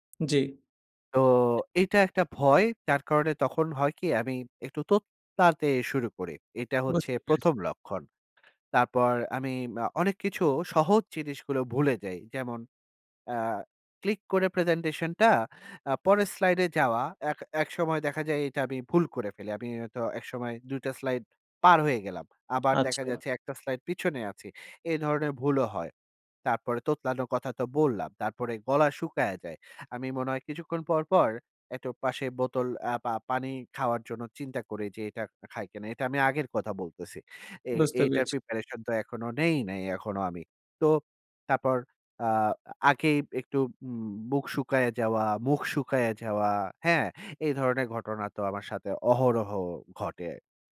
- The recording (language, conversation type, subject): Bengali, advice, ভিড় বা মানুষের সামনে কথা বলার সময় কেন আমার প্যানিক হয় এবং আমি নিজেকে নিয়ন্ত্রণ করতে পারি না?
- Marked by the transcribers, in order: none